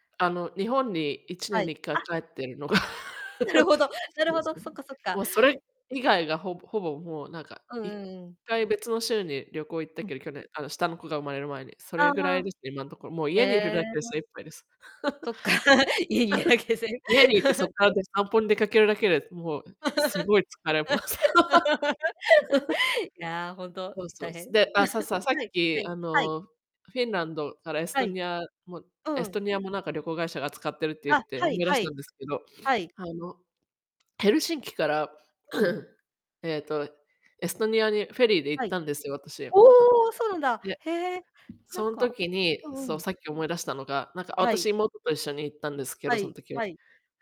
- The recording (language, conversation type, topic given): Japanese, unstructured, 旅先での人との出会いはいかがでしたか？
- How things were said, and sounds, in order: laugh; laugh; laughing while speaking: "家にいるだけで"; laugh; laugh; laugh; chuckle; sniff; throat clearing; surprised: "おお！"; tapping